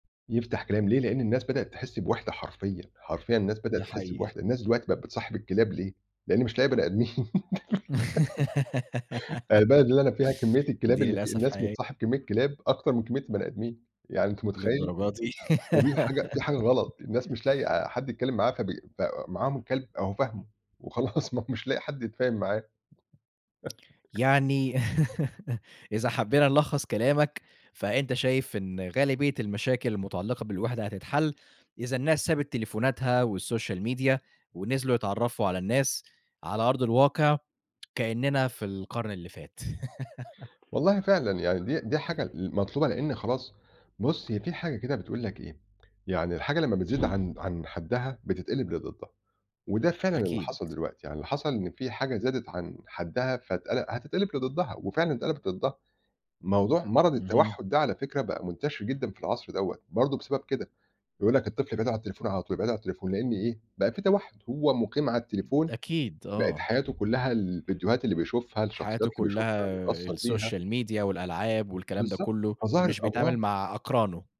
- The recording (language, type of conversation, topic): Arabic, podcast, ليه بعض الناس بيحسّوا بالوحدة رغم إن في ناس حواليهم؟
- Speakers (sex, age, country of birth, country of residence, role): male, 25-29, Egypt, Egypt, host; male, 40-44, Egypt, Portugal, guest
- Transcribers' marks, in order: giggle; giggle; laughing while speaking: "وخلاص"; tapping; laugh; in English: "والsocial media"; laugh; other background noise; other noise; in English: "الsocial media"